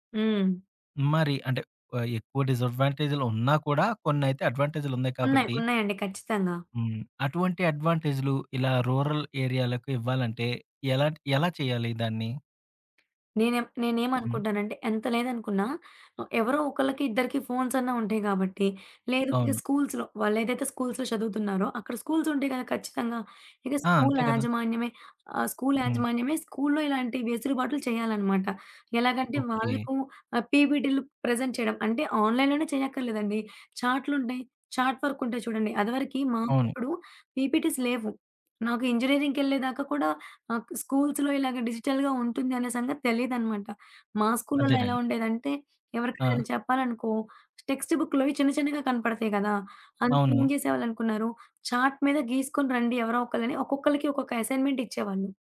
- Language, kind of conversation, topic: Telugu, podcast, ఆన్‌లైన్ నేర్చుకోవడం పాఠశాల విద్యను ఎలా మెరుగుపరచగలదని మీరు భావిస్తారు?
- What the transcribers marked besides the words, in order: in English: "రూరల్"; other background noise; in English: "ప్రెజెంట్"; in English: "ఆన్‌లైన్‌లోనే"; in English: "చాట్"; in English: "పీపీటీస్"; tapping; in English: "ఇంజినీరింగ్‌కెళ్ళేదాకా"; in English: "డిజిటల్‌గా"; in English: "చాట్"